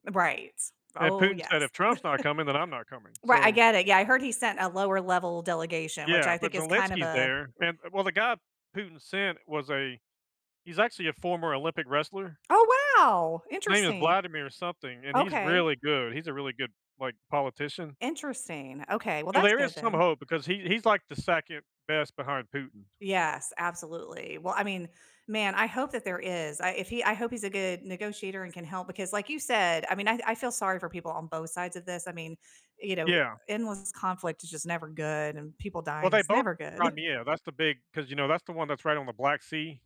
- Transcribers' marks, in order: chuckle; other background noise; surprised: "Oh, wow!"; chuckle
- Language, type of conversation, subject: English, unstructured, What recent news story worried you?